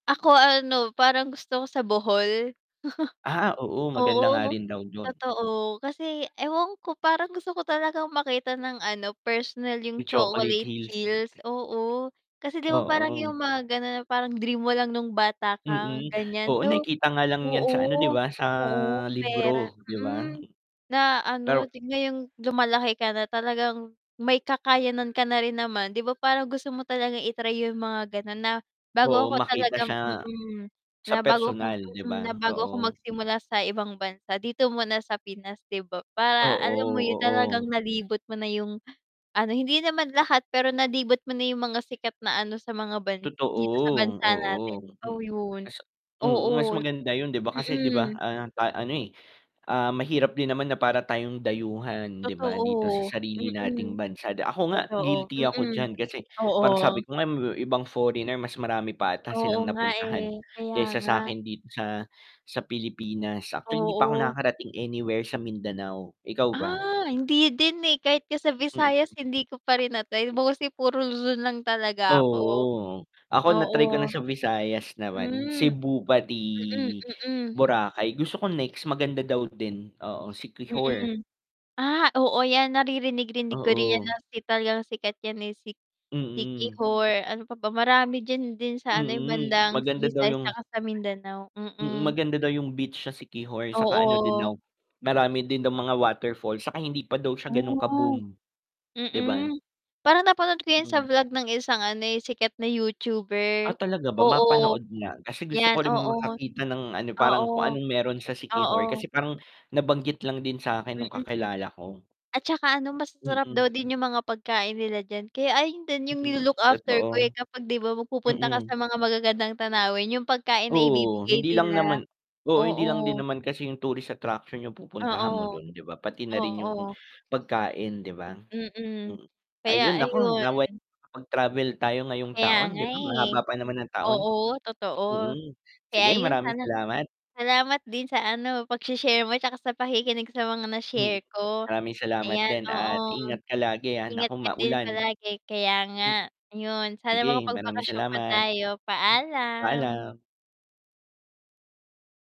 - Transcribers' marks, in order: laugh; wind; static; other background noise; tapping; mechanical hum; inhale; drawn out: "pati"; dog barking; drawn out: "Ah"; distorted speech
- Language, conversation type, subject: Filipino, unstructured, Ano ang paborito mong tanawin sa kalikasan?